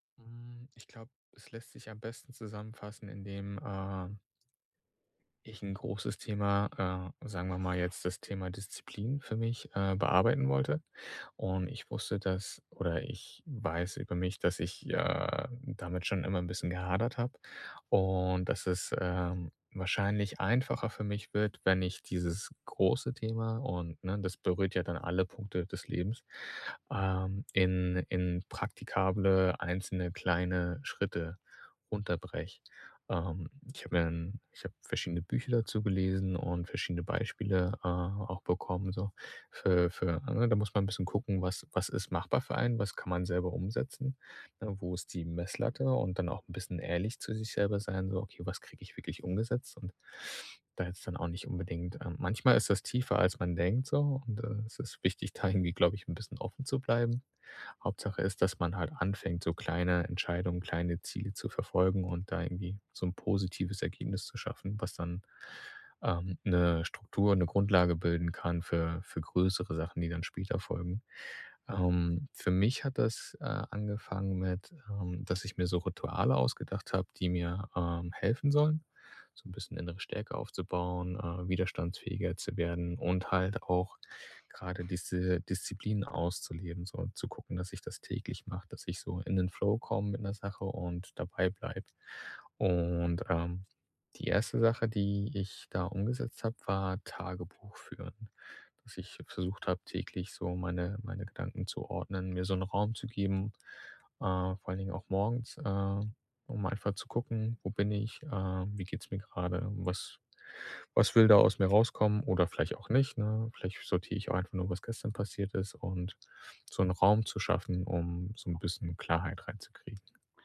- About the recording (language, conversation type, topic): German, podcast, Welche kleine Entscheidung führte zu großen Veränderungen?
- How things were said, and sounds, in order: none